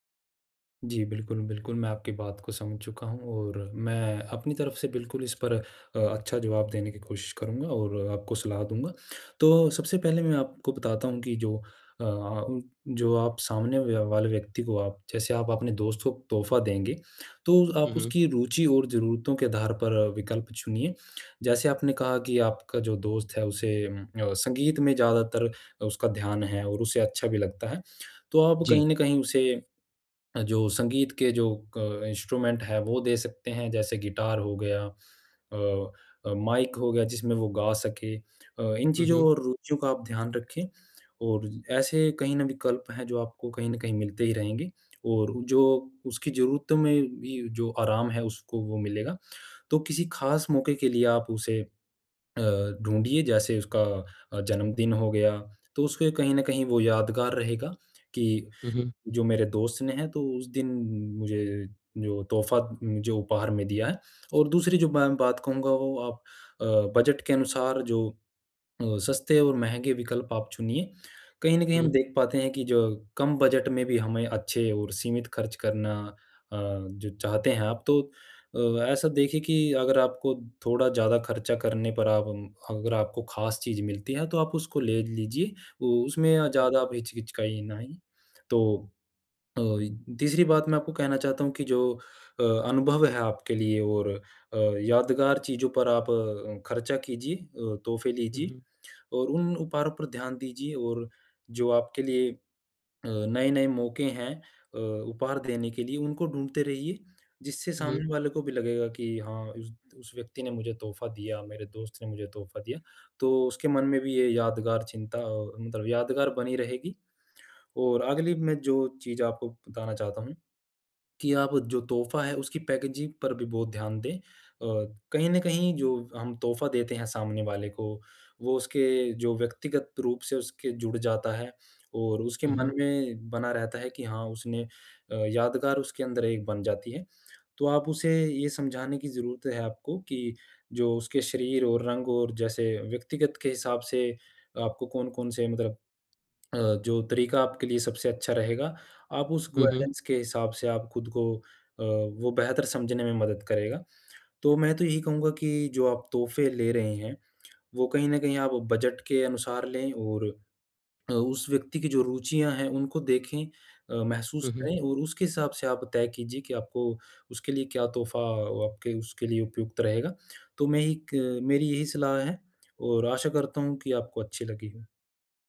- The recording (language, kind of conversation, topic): Hindi, advice, किसी के लिए सही तोहफा कैसे चुनना चाहिए?
- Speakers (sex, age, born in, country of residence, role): male, 20-24, India, India, user; male, 45-49, India, India, advisor
- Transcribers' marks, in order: in English: "इंस्ट्रूमेंट"; tongue click; tapping; in English: "पैकेजिंग"; in English: "गवर्नेंस"; tongue click